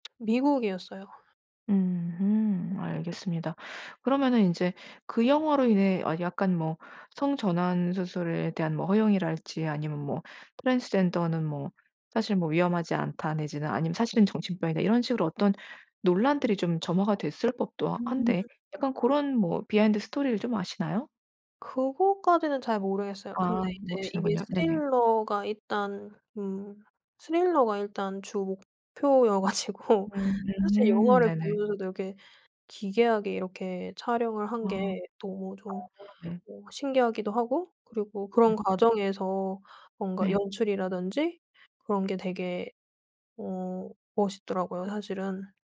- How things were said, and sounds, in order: tsk; tapping; laughing while speaking: "가지고"
- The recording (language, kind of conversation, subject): Korean, podcast, 오래된 영화나 드라마를 다시 보면 어떤 기분이 드시나요?